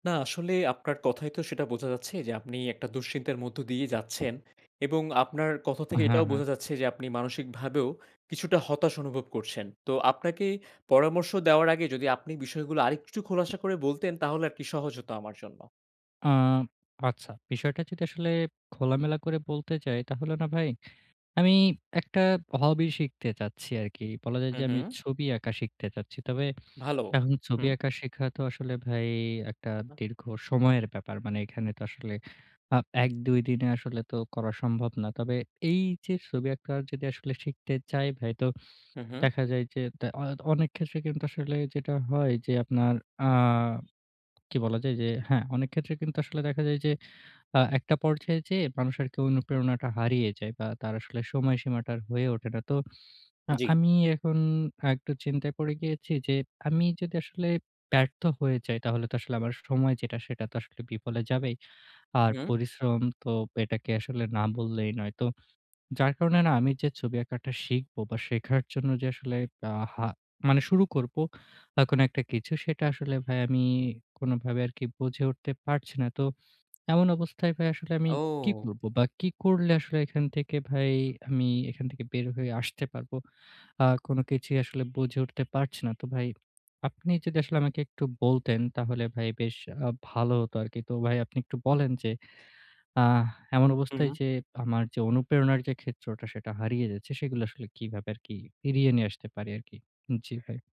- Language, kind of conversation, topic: Bengali, advice, নতুন কোনো শখ শুরু করতে গিয়ে ব্যর্থতার ভয় পেলে বা অনুপ্রেরণা হারিয়ে ফেললে আমি কী করব?
- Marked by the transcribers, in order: horn; surprised: "ও"; swallow